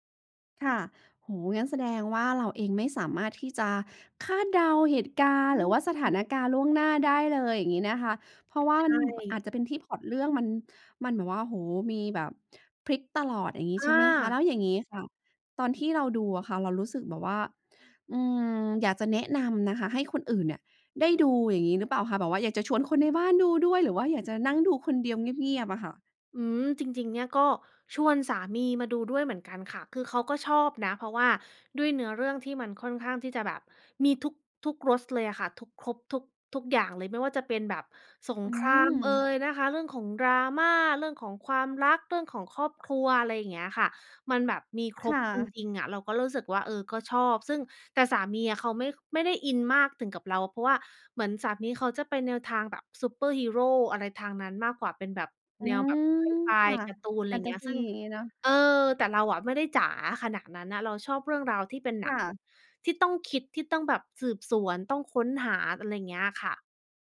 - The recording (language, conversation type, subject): Thai, podcast, อะไรที่ทำให้หนังเรื่องหนึ่งโดนใจคุณได้ขนาดนั้น?
- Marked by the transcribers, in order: none